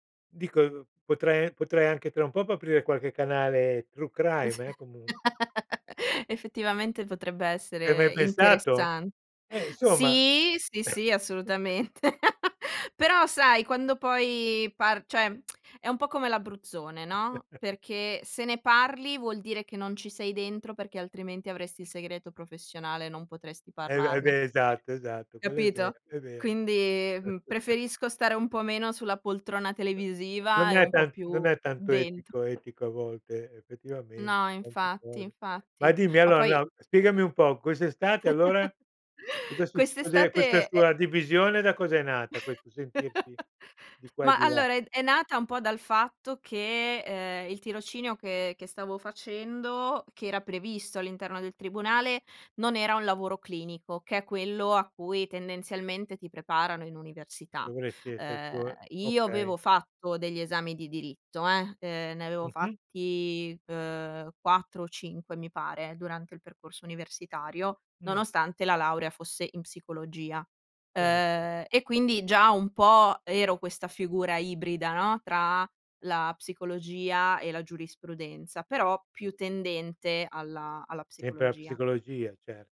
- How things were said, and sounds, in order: in English: "true crime"; chuckle; chuckle; other background noise; "insomma" said as "nsomma"; "cioè" said as "ceh"; chuckle; tsk; chuckle; chuckle; other noise; tapping; chuckle; chuckle
- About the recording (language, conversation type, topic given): Italian, podcast, Ti capita di sentirti "a metà" tra due mondi? Com'è?